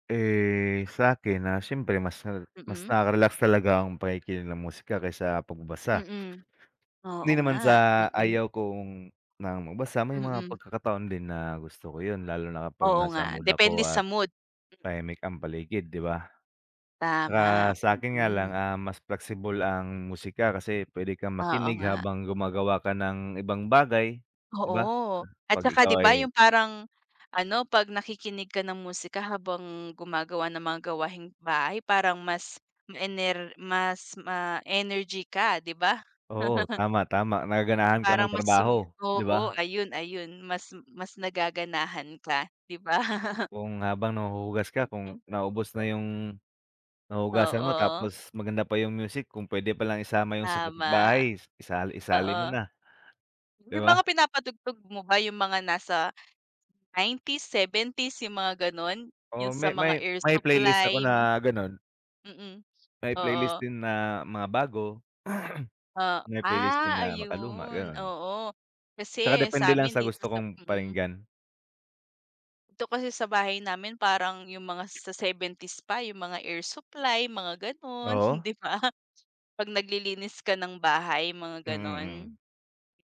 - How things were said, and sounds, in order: chuckle; laughing while speaking: "'di ba?"; throat clearing; laughing while speaking: "'di ba?"
- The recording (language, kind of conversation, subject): Filipino, unstructured, Alin ang mas nakapagpaparelaks para sa iyo: pagbabasa o pakikinig ng musika?